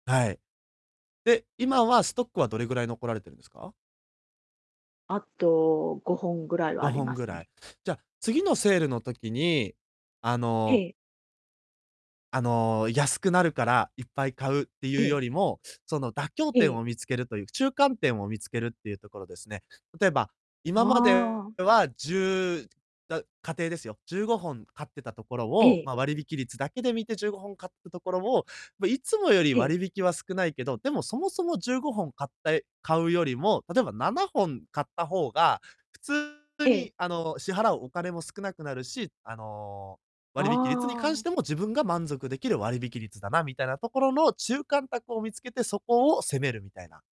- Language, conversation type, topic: Japanese, advice, 衝動買いを抑えて消費習慣を改善するにはどうすればよいですか？
- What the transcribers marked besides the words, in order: distorted speech